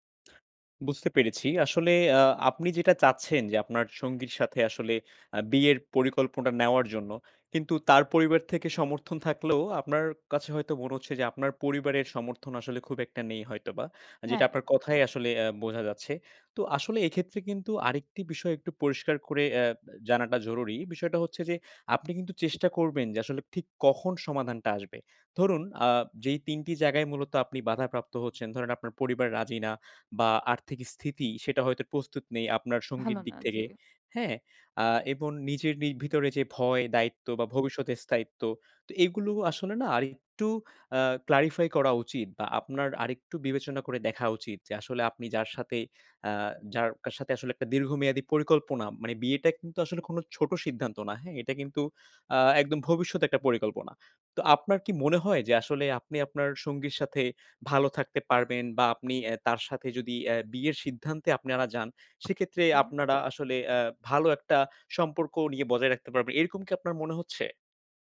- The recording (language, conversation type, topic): Bengali, advice, আপনি কি বর্তমান সঙ্গীর সঙ্গে বিয়ে করার সিদ্ধান্ত নেওয়ার আগে কোন কোন বিষয় বিবেচনা করবেন?
- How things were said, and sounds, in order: lip smack; "প্রস্তুত" said as "পস্তুত"; "থেকে" said as "থেগে"; "এবং" said as "এবন"; "আরেকটু" said as "আরেট্টু"; in English: "clarify"